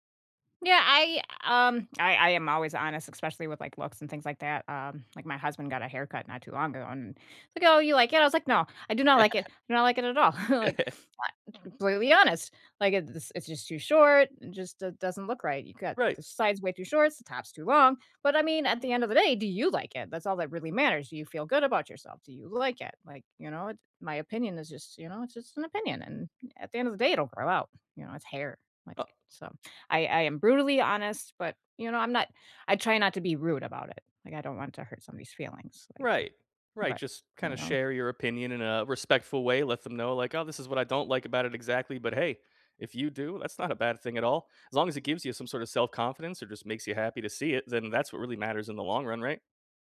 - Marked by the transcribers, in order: laugh; chuckle; tapping
- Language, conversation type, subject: English, unstructured, What is a good way to say no without hurting someone’s feelings?